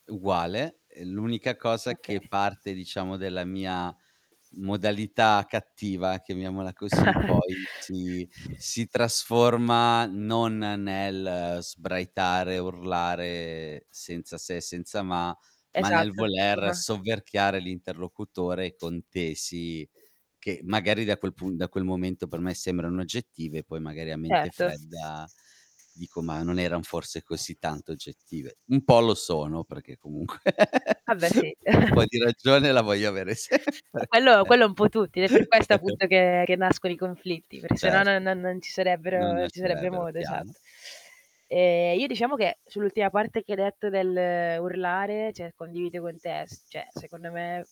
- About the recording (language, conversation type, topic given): Italian, unstructured, Che cosa ti sorprende di più quando riesci a risolvere un conflitto?
- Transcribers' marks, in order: static; distorted speech; chuckle; tapping; drawn out: "urlare"; unintelligible speech; other background noise; laughing while speaking: "comunque"; chuckle; laughing while speaking: "sempre"; chuckle; "cioè" said as "ceh"; "cioè" said as "ceh"